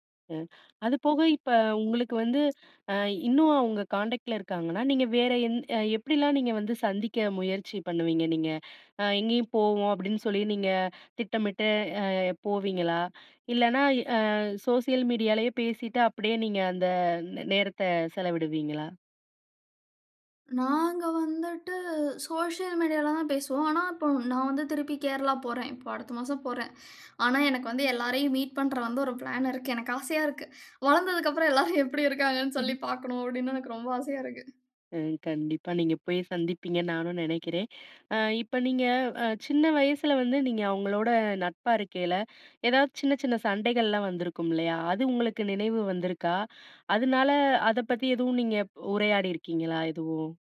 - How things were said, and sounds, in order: other background noise; other noise; joyful: "ஆனா, எனக்கு வந்து எல்லாரையும் மீட் … ரொம்ப ஆசையா இருக்கு"; in English: "மீட்"; in English: "பிளான்"; laughing while speaking: "வளர்ந்ததற்கு அப்புறம் எல்லாரும் எப்படி இருக்கிறாங்கனு சொல்லி பார்க்கனும் அப்படினு எனக்கு ரொம்ப ஆசையா இருக்கு"
- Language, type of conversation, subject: Tamil, podcast, குழந்தைநிலையில் உருவான நட்புகள் உங்கள் தனிப்பட்ட வளர்ச்சிக்கு எவ்வளவு உதவின?